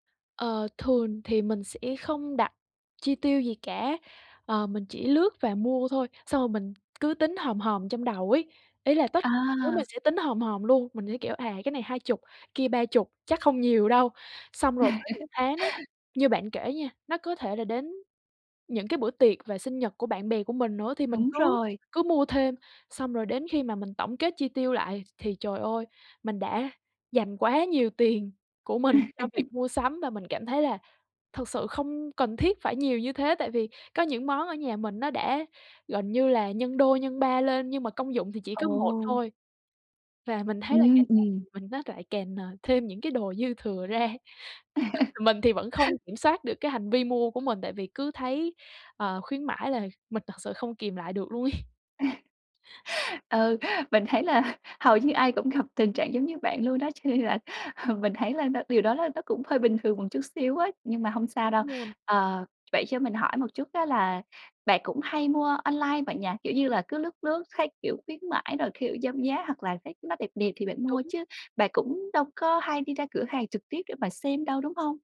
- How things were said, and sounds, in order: other background noise; tapping; laugh; laugh; laughing while speaking: "dư thừa ra"; laugh; laugh; laughing while speaking: "ấy"; chuckle; laughing while speaking: "gặp"; laughing while speaking: "ừ"
- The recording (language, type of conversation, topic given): Vietnamese, advice, Làm sao để hạn chế mua sắm những thứ mình không cần mỗi tháng?